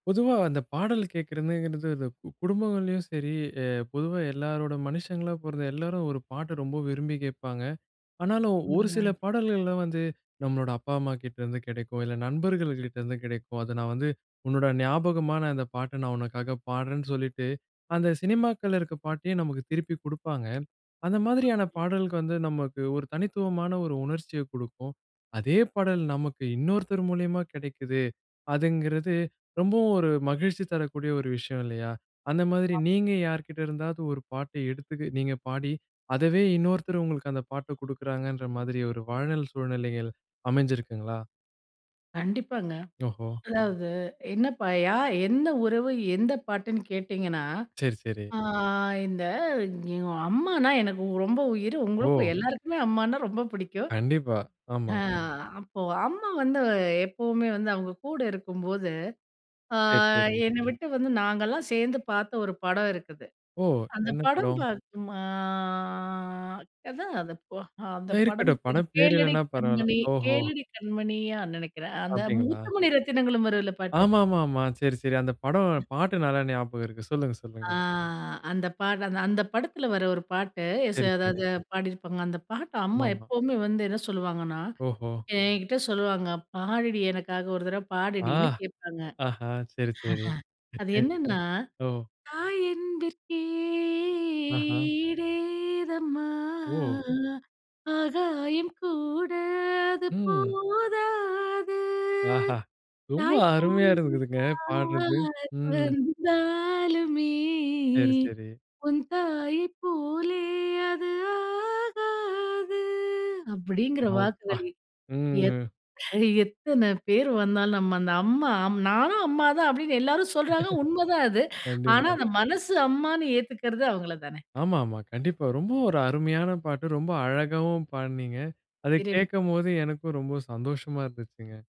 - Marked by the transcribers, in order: unintelligible speech; tapping; drawn out: "ஆ"; other background noise; drawn out: "ஆ"; drawn out: "அ"; unintelligible speech; unintelligible speech; laugh; singing: "தாய் அன்பிற்கே ஈடு ஏதம்மா, ஆகாயம் … போலே, அது ஆகாது"; laughing while speaking: "ரொம்ப அருமையா இருக்குதுங்க. பாடுறது. ம்"; unintelligible speech; laughing while speaking: "எத்தனை பேர்"; laugh; laughing while speaking: "கண்டிப்பா"; unintelligible speech
- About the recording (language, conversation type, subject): Tamil, podcast, நீங்கள் ஒரு பாடலை யாரிடமிருந்து அறிந்துகொண்டீர்கள், அது பின்னர் உங்கள் வாழ்க்கையில் எப்படி மீண்டும் வந்தது?